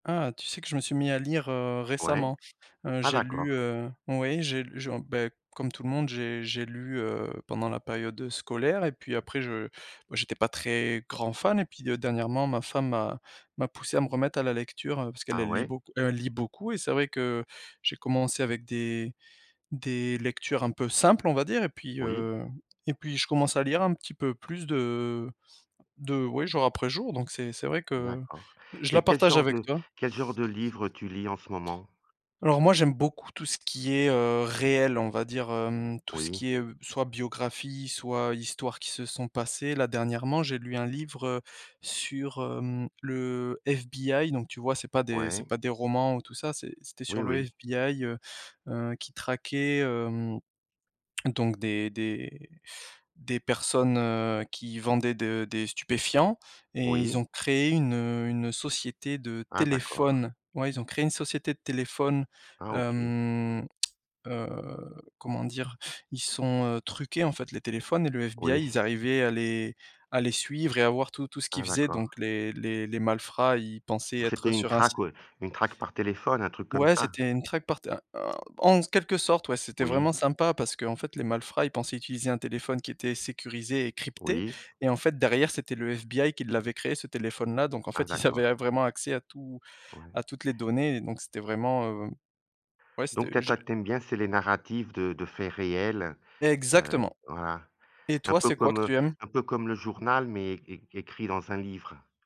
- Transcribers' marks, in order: stressed: "simples"; stressed: "réel"; stressed: "stupéfiants"; tsk; laughing while speaking: "ils avaient"; stressed: "Exactement"
- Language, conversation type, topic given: French, unstructured, Quel loisir te rend le plus heureux en ce moment ?
- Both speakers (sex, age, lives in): male, 30-34, Romania; male, 55-59, Portugal